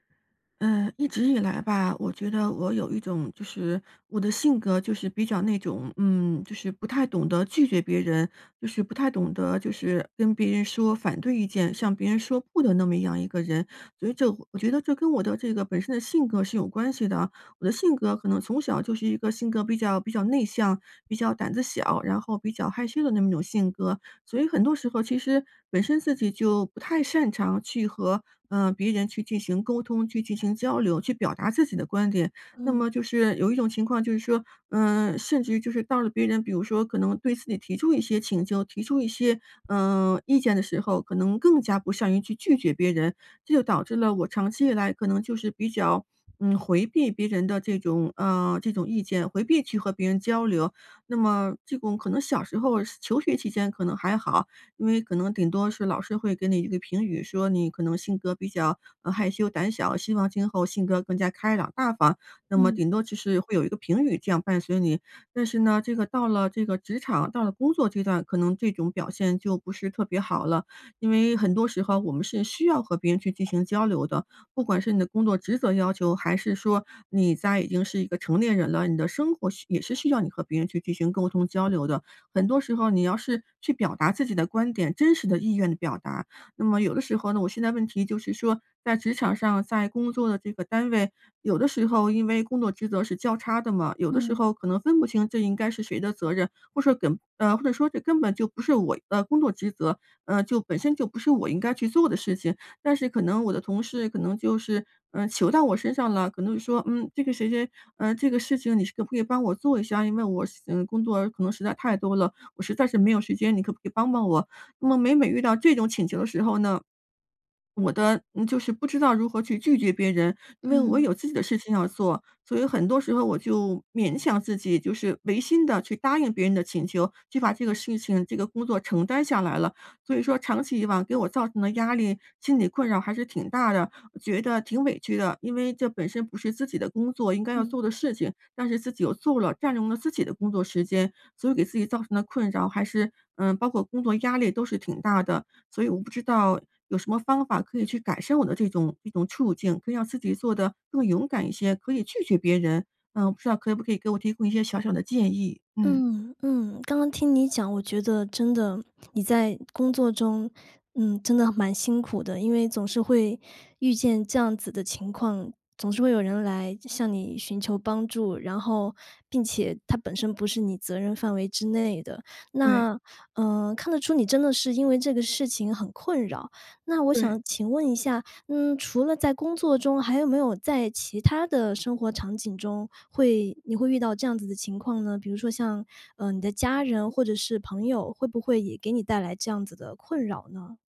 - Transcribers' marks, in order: none
- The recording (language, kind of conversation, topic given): Chinese, advice, 我总是很难拒绝别人，导致压力不断累积，该怎么办？
- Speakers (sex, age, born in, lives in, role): female, 35-39, China, France, advisor; female, 55-59, China, United States, user